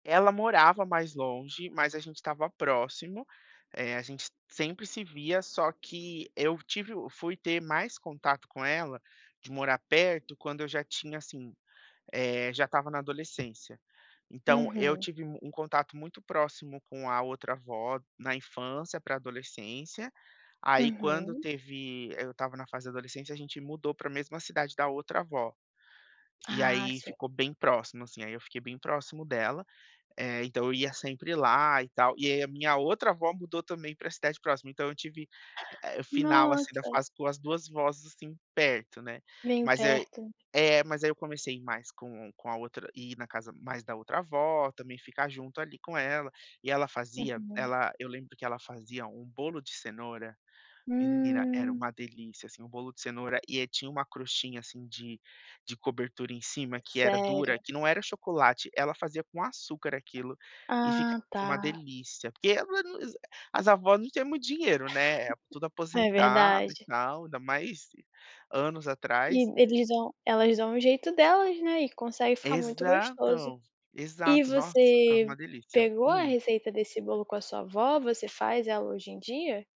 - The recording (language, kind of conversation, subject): Portuguese, podcast, Como a cultura dos seus avós aparece na sua vida?
- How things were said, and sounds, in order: "avós" said as "vós"; tapping; unintelligible speech; chuckle